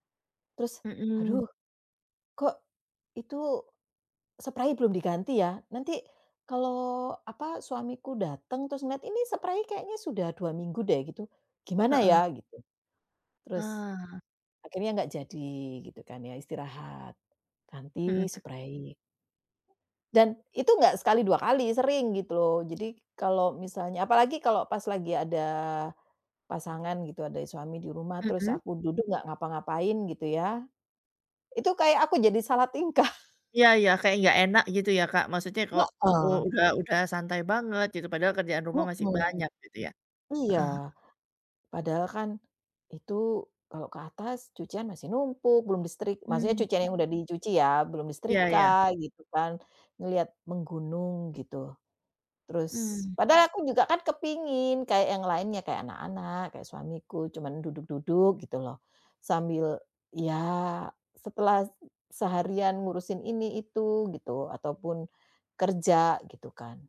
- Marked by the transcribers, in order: other background noise; laughing while speaking: "tingkah"
- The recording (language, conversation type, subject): Indonesian, advice, Bagaimana saya bisa tetap fokus tanpa merasa bersalah saat mengambil waktu istirahat?